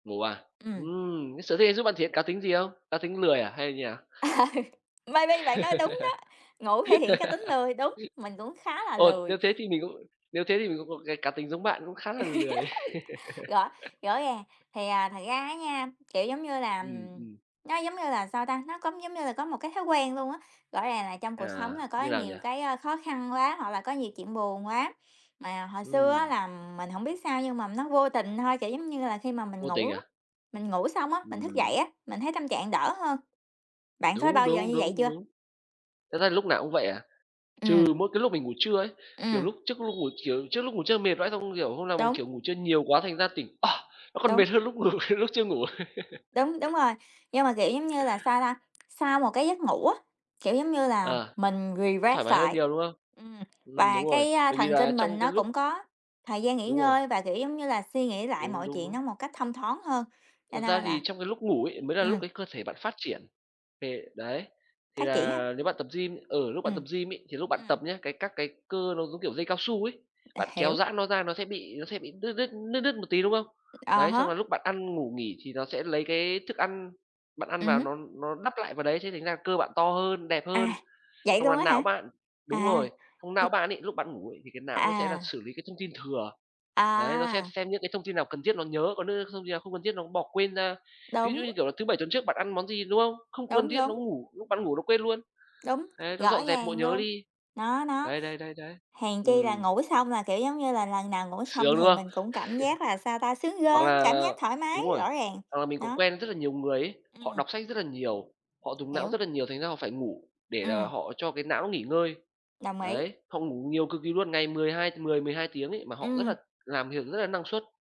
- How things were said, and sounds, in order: laugh; tapping; in English: "Maybe"; laugh; laugh; laugh; other background noise; horn; laughing while speaking: "ngủ"; laugh; in English: "refresh"; laugh
- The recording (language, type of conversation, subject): Vietnamese, unstructured, Bạn có sở thích nào giúp bạn thể hiện cá tính của mình không?